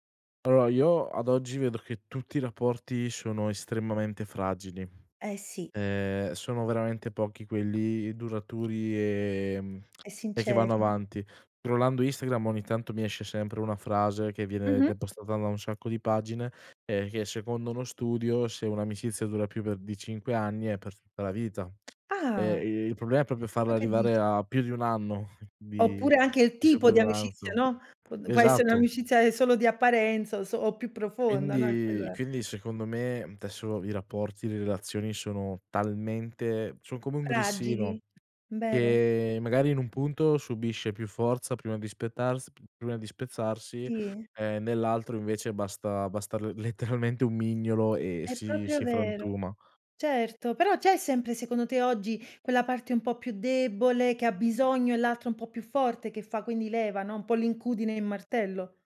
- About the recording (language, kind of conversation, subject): Italian, podcast, Come puoi riparare la fiducia dopo un errore?
- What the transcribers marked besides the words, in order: in English: "scrollando"; other background noise; chuckle; "sopravvivenza" said as "sopravvanzo"; laughing while speaking: "letteralmente"; "proprio" said as "propio"